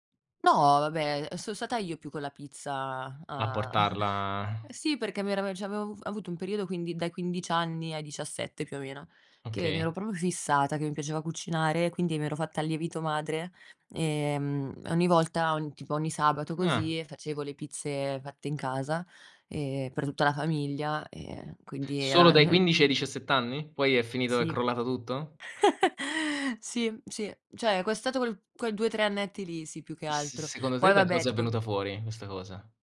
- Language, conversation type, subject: Italian, unstructured, Qual è la ricetta che ti ricorda l’infanzia?
- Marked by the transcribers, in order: chuckle; "cioè" said as "ceh"; chuckle; "proprio" said as "propio"; laugh; "Cioè" said as "ceh"; chuckle